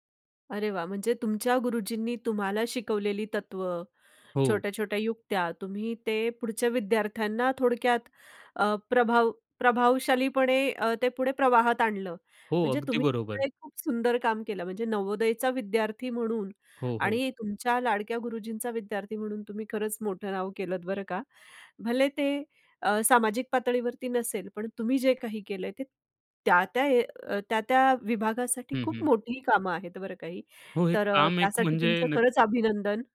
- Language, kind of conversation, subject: Marathi, podcast, तुमच्या शिक्षणप्रवासात तुम्हाला सर्वाधिक घडवण्यात सर्वात मोठा वाटा कोणत्या मार्गदर्शकांचा होता?
- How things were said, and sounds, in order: unintelligible speech